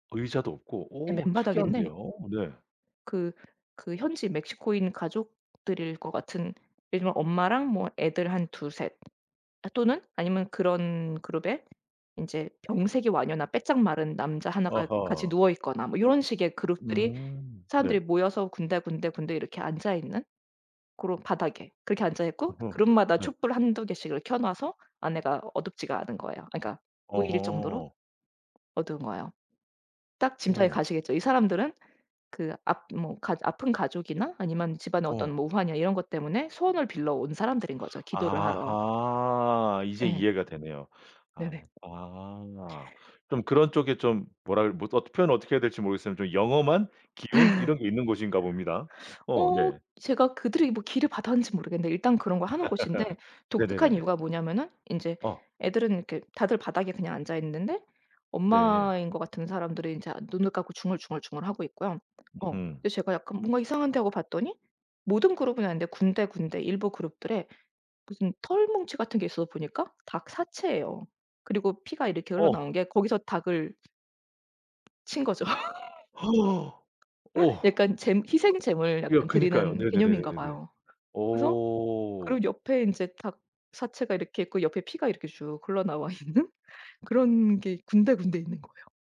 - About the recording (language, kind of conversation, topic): Korean, podcast, 잊지 못할 여행 경험이 하나 있다면 소개해주실 수 있나요?
- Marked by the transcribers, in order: other background noise; tapping; laugh; laugh; gasp; laugh; laughing while speaking: "있는"